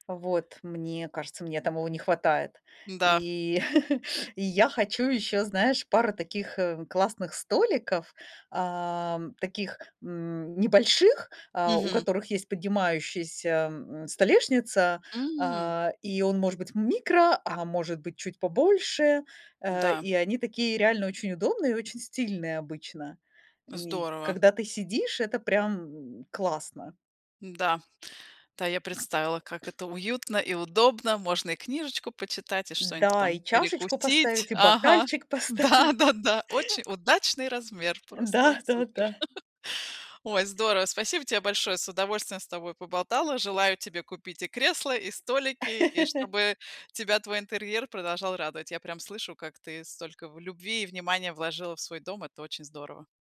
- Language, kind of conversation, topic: Russian, podcast, Как гармонично сочетать минимализм с яркими акцентами?
- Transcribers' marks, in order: tapping; chuckle; other background noise; other noise; laughing while speaking: "да-да-да"; stressed: "удачный"; laughing while speaking: "поставить"; chuckle; laughing while speaking: "Да"; laugh